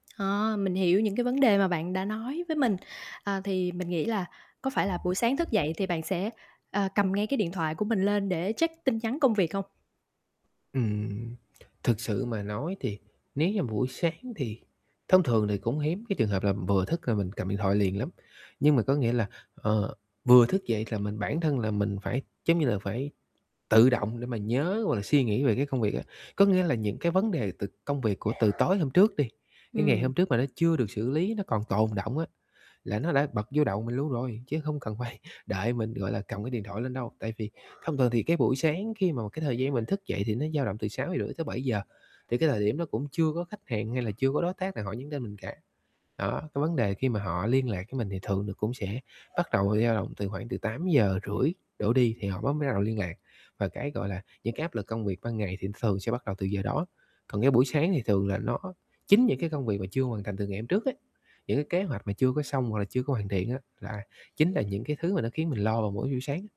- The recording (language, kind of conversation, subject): Vietnamese, advice, Làm sao để bắt đầu ngày mới ít căng thẳng hơn?
- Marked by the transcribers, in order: tapping; other background noise; laughing while speaking: "phải"; "buổi" said as "duổi"